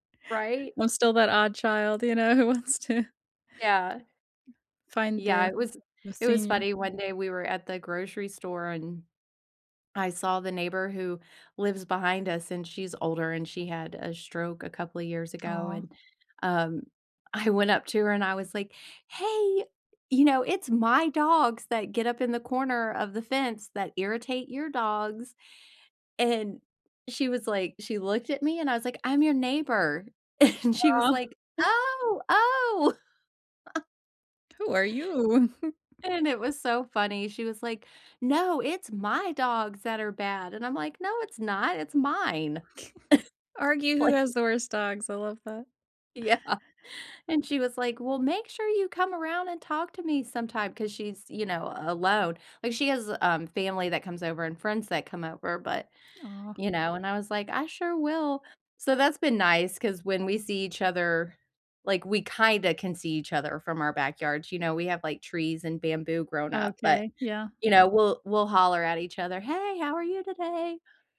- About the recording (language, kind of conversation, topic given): English, unstructured, How can I make moments meaningful without overplanning?
- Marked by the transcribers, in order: laughing while speaking: "who wants to"; tapping; laughing while speaking: "and"; laugh; chuckle; other background noise; chuckle; scoff; laughing while speaking: "Yeah"